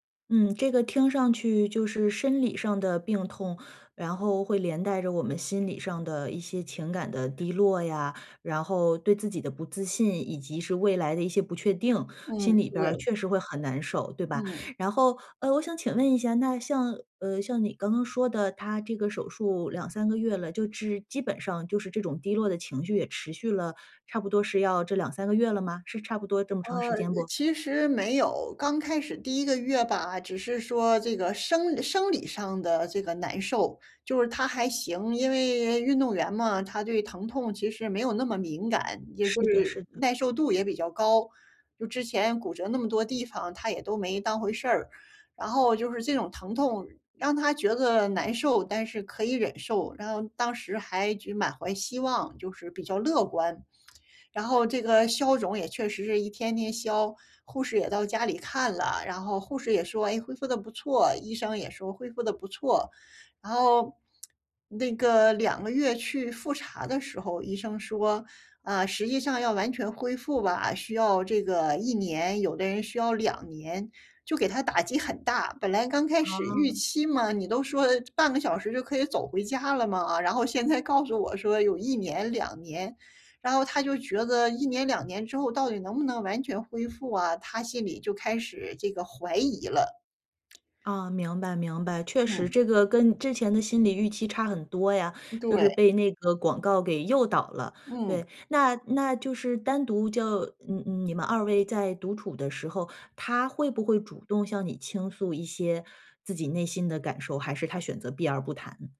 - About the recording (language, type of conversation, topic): Chinese, advice, 我该如何陪伴伴侣走出低落情绪？
- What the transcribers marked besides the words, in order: "就是" said as "就制"; lip smack; lip smack; lip smack